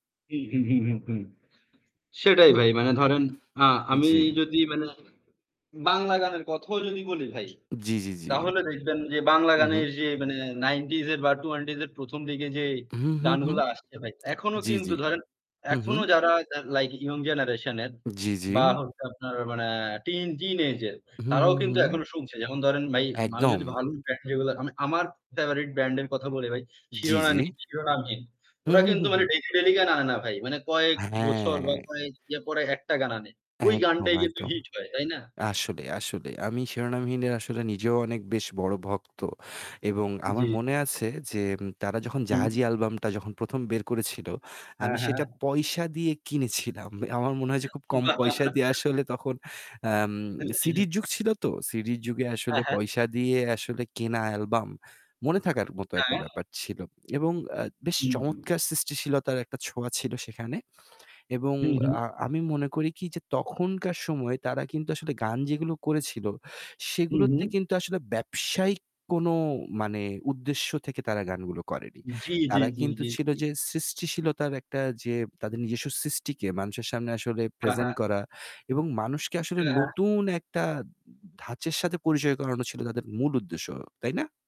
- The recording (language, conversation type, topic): Bengali, unstructured, গানশিল্পীরা কি এখন শুধু অর্থের পেছনে ছুটছেন?
- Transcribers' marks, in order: other background noise; static; laughing while speaking: "বাহ!"